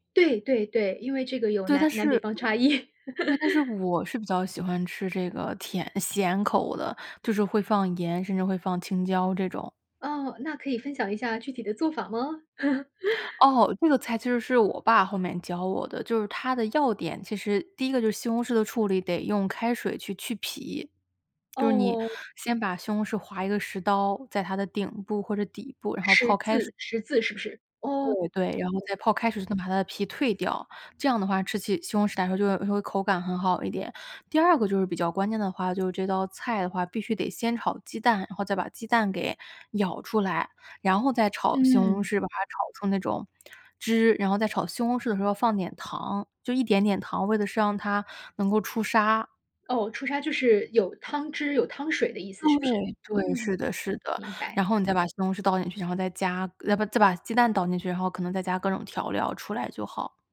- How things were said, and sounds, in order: other background noise; laughing while speaking: "差异"; laugh; chuckle; tapping
- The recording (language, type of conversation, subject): Chinese, podcast, 小时候哪道菜最能让你安心？